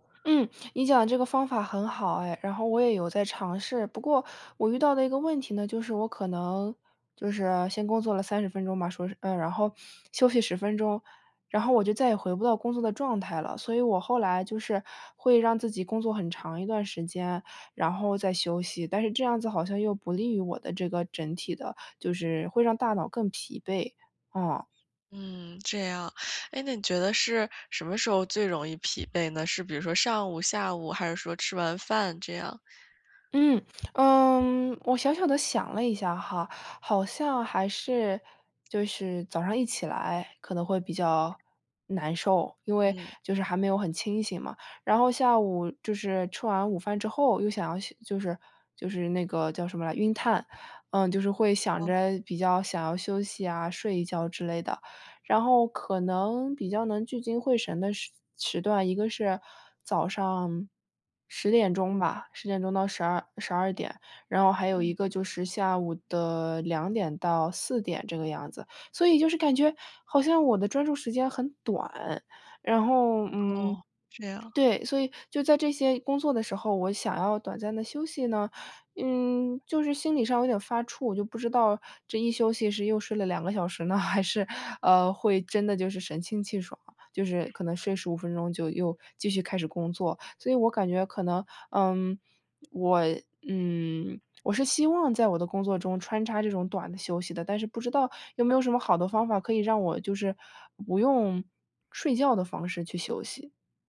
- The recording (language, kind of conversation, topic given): Chinese, advice, 如何通过短暂休息来提高工作效率？
- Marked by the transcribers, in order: other background noise; chuckle